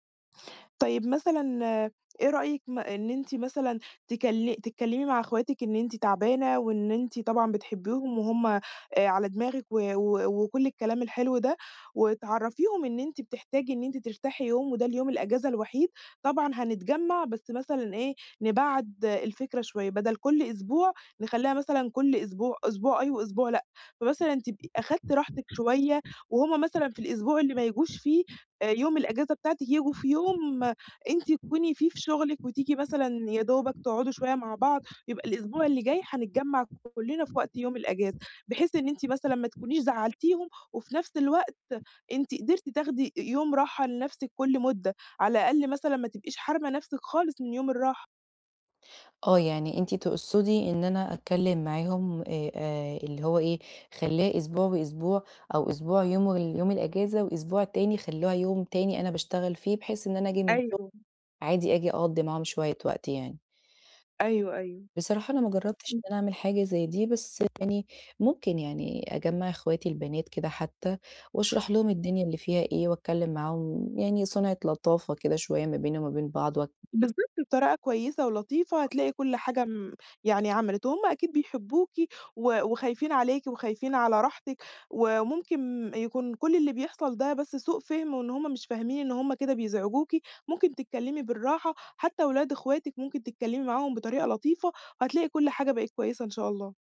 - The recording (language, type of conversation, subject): Arabic, advice, ليه مش بعرف أسترخي وأستمتع بالمزيكا والكتب في البيت، وإزاي أبدأ؟
- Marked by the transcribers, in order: other background noise